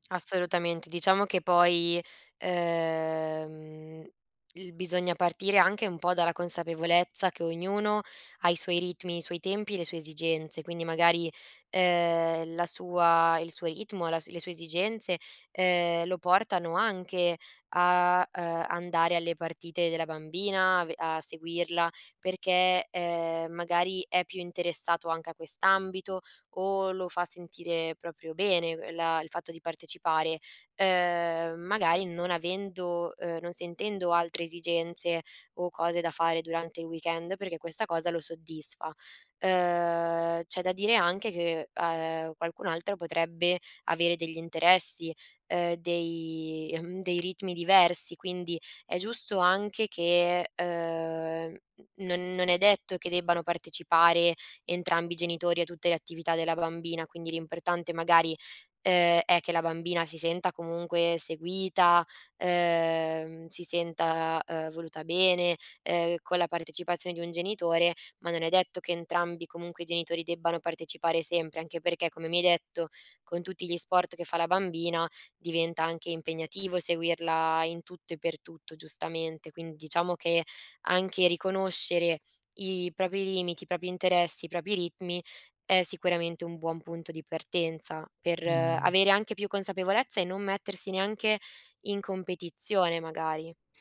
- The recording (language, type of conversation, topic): Italian, advice, Come descriveresti il senso di colpa che provi quando ti prendi del tempo per te?
- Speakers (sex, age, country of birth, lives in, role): female, 20-24, Italy, Italy, advisor; female, 40-44, Italy, Spain, user
- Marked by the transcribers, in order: "proprio" said as "propio"; "propri" said as "propi"; "propri" said as "propi"; "propri" said as "propi"